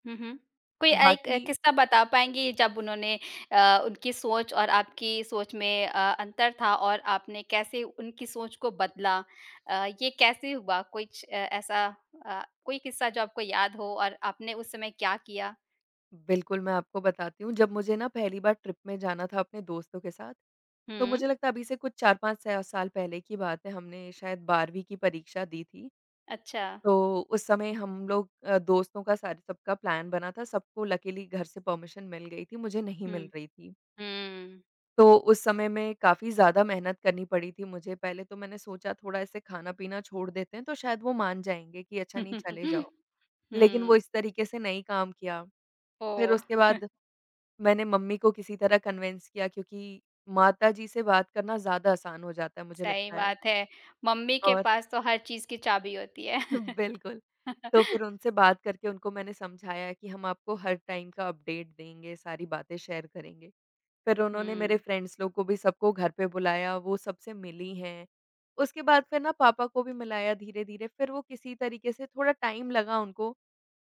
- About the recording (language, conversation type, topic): Hindi, podcast, परिवार की उम्मीदों और अपनी खुशियों के बीच आप संतुलन कैसे बनाते हैं?
- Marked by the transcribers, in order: in English: "ट्रिप"; in English: "प्लान"; in English: "लकिली"; in English: "परमिशन"; chuckle; tapping; chuckle; in English: "कन्विंस"; laughing while speaking: "बिल्कुल"; chuckle; in English: "टाइम"; in English: "अपडेट"; in English: "शेयर"; in English: "फ्रेंड्स"; in English: "टाइम"